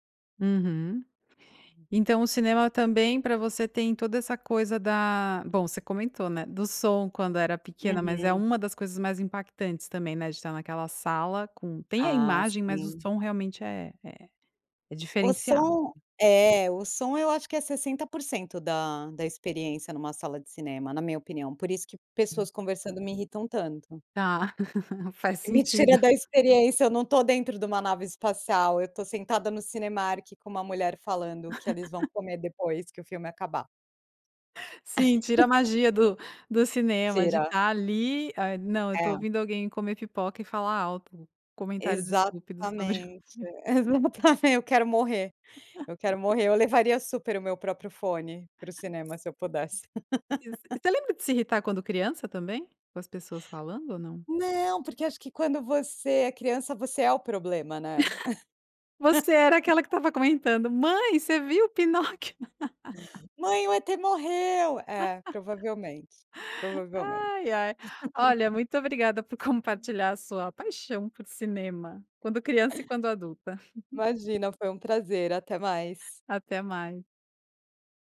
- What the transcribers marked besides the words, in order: chuckle; chuckle; chuckle; tapping; chuckle; unintelligible speech; laugh; chuckle; laugh; put-on voice: "Mãe, o E.T morreu"; laugh; chuckle
- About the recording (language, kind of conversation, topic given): Portuguese, podcast, Como era ir ao cinema quando você era criança?